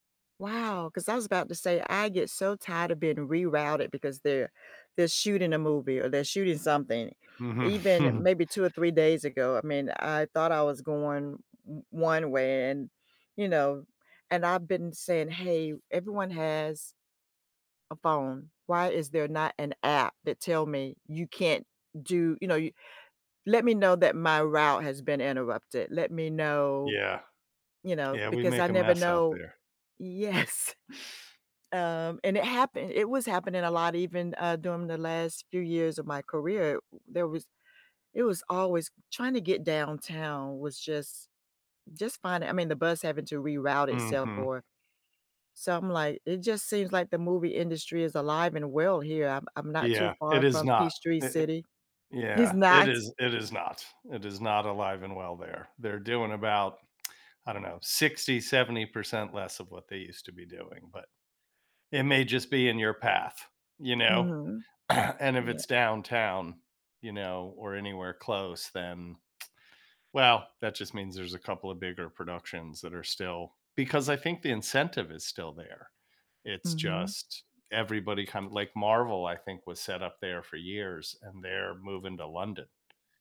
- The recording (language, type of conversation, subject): English, unstructured, How can taking time to reflect on your actions help you grow as a person?
- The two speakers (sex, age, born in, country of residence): female, 60-64, United States, United States; male, 55-59, United States, United States
- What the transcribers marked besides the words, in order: chuckle; tapping; laughing while speaking: "Yes"; other background noise; throat clearing; tsk